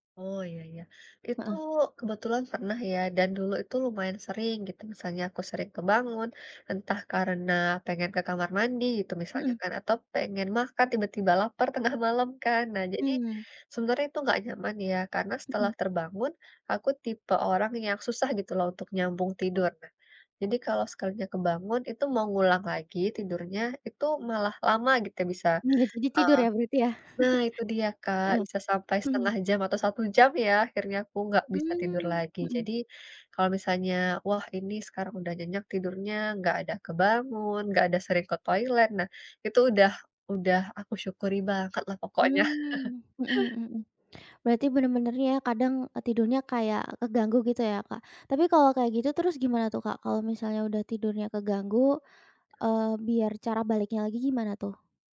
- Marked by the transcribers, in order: chuckle; chuckle
- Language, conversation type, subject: Indonesian, podcast, Hal kecil apa yang bikin kamu bersyukur tiap hari?